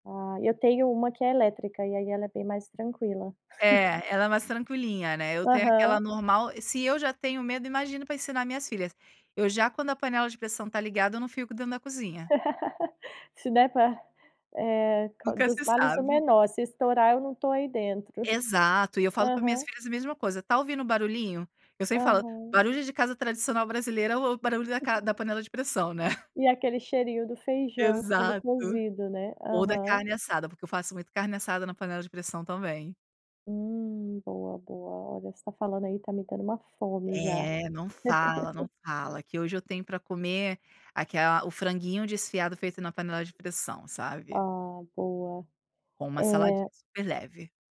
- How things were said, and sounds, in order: chuckle; laugh; chuckle; laugh
- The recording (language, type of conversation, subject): Portuguese, podcast, Como você ensina uma receita de família a alguém mais jovem?